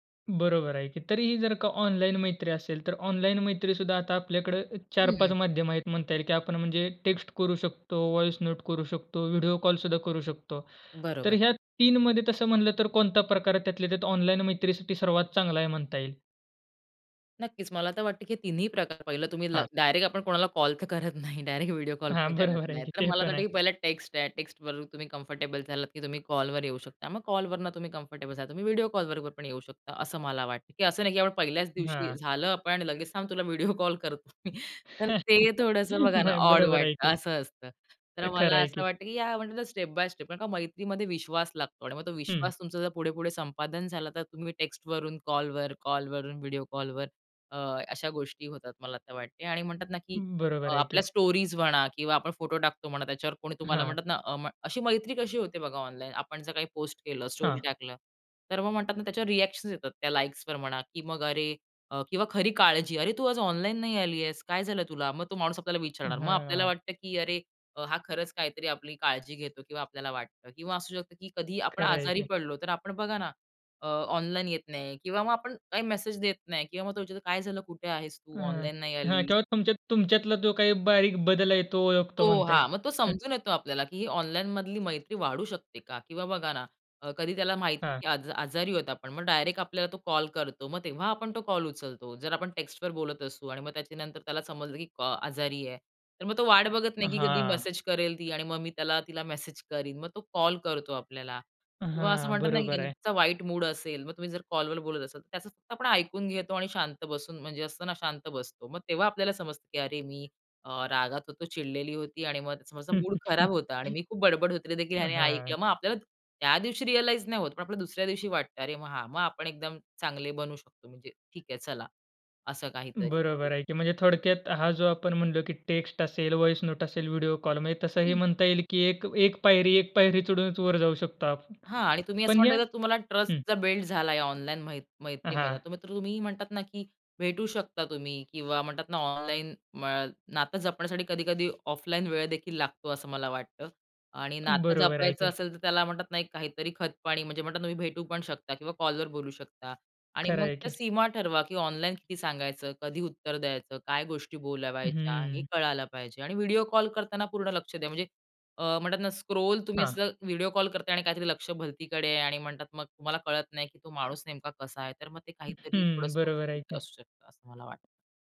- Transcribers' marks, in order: in English: "व्हॉइस नोट"; laughing while speaking: "करत नाही. डायरेक्ट"; laughing while speaking: "बरोबर"; laughing while speaking: "ते"; other background noise; in English: "कम्फर्टेबल"; in English: "कम्फर्टेबल"; chuckle; laughing while speaking: "व्हिडिओ कॉल करतो मी"; chuckle; in English: "स्टेप बाय स्टेप"; in English: "स्टोरीज"; in English: "स्टोरी"; in English: "रिएक्शन्स"; tapping; chuckle; laughing while speaking: "मेसेज"; chuckle; in English: "रिअलाईज"; in English: "व्हॉइस नोट"; in English: "ट्रस्ट"; in English: "बिल्ड"; other noise; in English: "स्क्रोल"; unintelligible speech
- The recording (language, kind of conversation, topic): Marathi, podcast, ऑनलाइन आणि प्रत्यक्ष मैत्रीतला सर्वात मोठा फरक काय आहे?